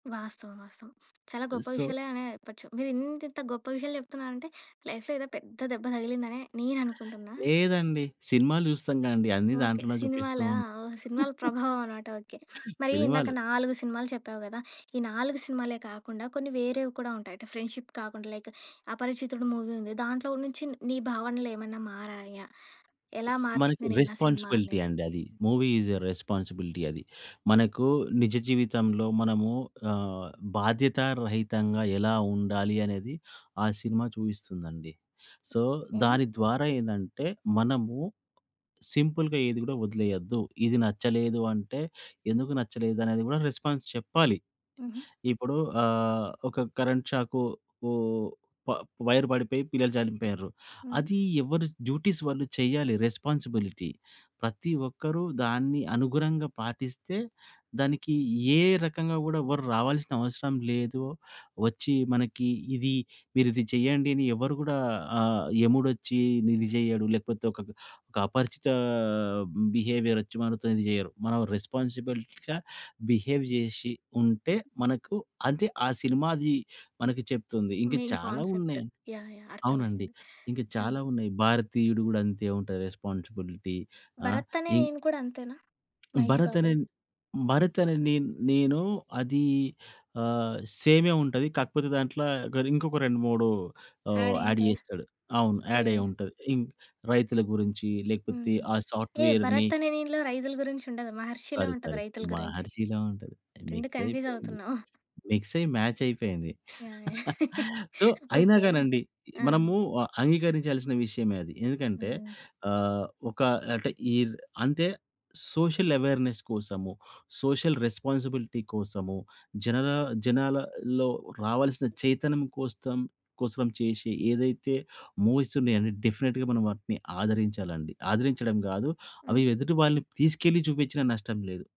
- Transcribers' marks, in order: in English: "సో"; in English: "లైఫ్‌లో"; chuckle; in English: "ఫ్రెండ్‌షిప్"; in English: "లైక్"; in English: "మూవీ"; in English: "రెస్పాన్సిబిలిటీ"; in English: "మూవీ ఈస్ ఎ రెస్పాన్సిబిలిటీ"; in English: "సో"; in English: "సింపుల్‌గా"; in English: "రెస్పాన్స్"; in English: "వైర్"; in English: "డ్యూటీస్"; in English: "రెస్పాన్సిబిలిటీ"; in English: "రెస్పాన్సిబిలిటీగా బిహేవ్"; in English: "మెయిన్ కాన్సెప్ట్"; other noise; in English: "రెస్పాన్సిబిలిటీ"; other background noise; in English: "యాడ్"; in English: "యాడ్"; in English: "సాఫ్ట్‌వేర్‌ని"; in English: "సారీ, సారీ!"; in English: "కన్‌ఫ్యూజ్"; in English: "మిక్స్"; chuckle; tapping; in English: "మిక్స్"; in English: "మాచ్"; chuckle; in English: "సో"; chuckle; in English: "సోషల్ అవేర్నెస్"; in English: "సోషల్ రెస్పాన్సిబిలిటీ"; in English: "డెఫినిట్‌గా"
- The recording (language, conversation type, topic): Telugu, podcast, ఒక సినిమా లేదా నవల మీ భావనలను ఎలా మార్చిందో చెప్పగలరా?